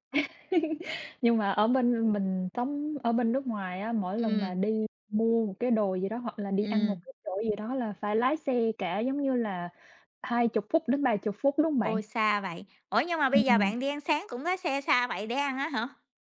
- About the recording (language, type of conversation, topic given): Vietnamese, unstructured, Giữa ăn sáng ở nhà và ăn sáng ngoài tiệm, bạn sẽ chọn cách nào?
- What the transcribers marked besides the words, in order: laugh; tapping